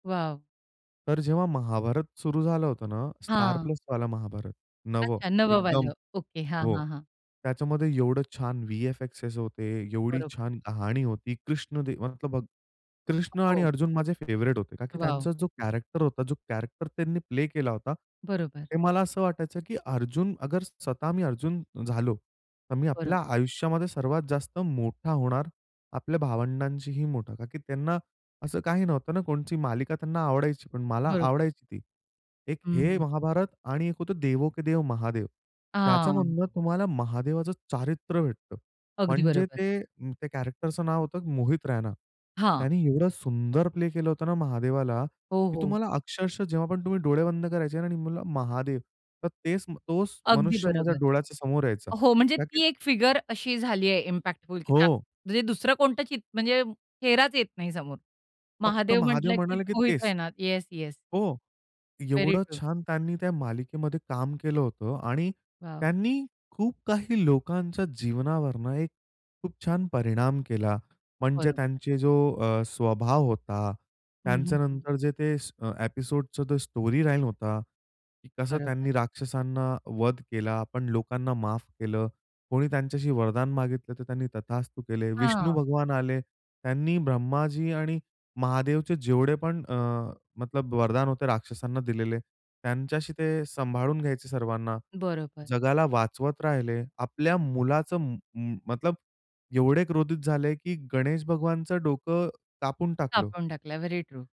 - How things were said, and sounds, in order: other background noise; in English: "व्ही-एफ-एक्सएस"; in English: "फेवरिट"; in English: "कॅरेक्टर"; in English: "कॅरेक्टर"; in Hindi: "अगर"; in English: "कॅरेक्टरचं"; in English: "फिगर"; in English: "इम्पॅक्टफुल"; in English: "व्हेरी ट्रू"; in English: "एपिसोडचं"; in English: "स्टोरी"; in English: "व्हेरी ट्रू"
- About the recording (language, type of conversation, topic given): Marathi, podcast, एखादा चित्रपट किंवा मालिका तुमच्यावर कसा परिणाम करू शकतो?